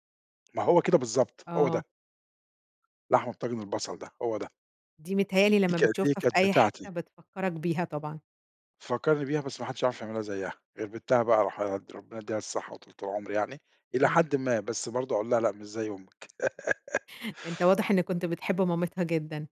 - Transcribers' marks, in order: laugh
- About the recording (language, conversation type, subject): Arabic, podcast, احكيلي عن مكان حسّيت فيه بالكرم والدفء؟